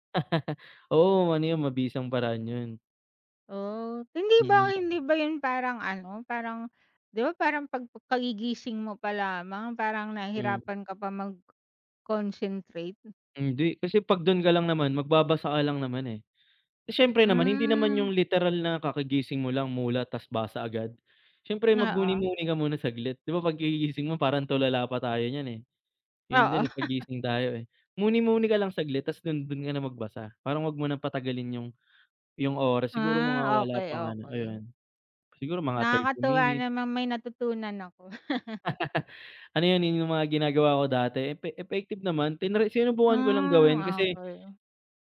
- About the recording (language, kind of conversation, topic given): Filipino, unstructured, Paano mo ikinukumpara ang pag-aaral sa internet at ang harapang pag-aaral, at ano ang pinakamahalagang natutuhan mo sa paaralan?
- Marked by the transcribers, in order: chuckle; other background noise; chuckle; tapping; laugh; chuckle